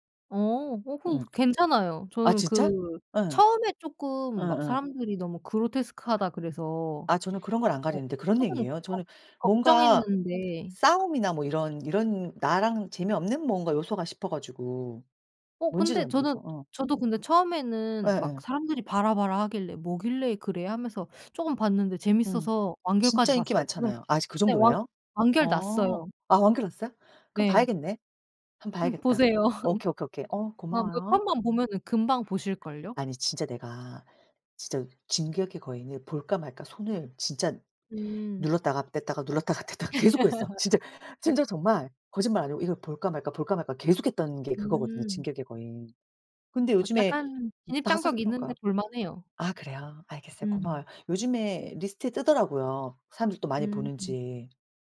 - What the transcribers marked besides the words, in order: in English: "그로테스크하다"; other background noise; laugh; laughing while speaking: "눌렀다가 뗐다가"; laugh
- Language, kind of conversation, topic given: Korean, unstructured, 어렸을 때 가장 좋아했던 만화나 애니메이션은 무엇인가요?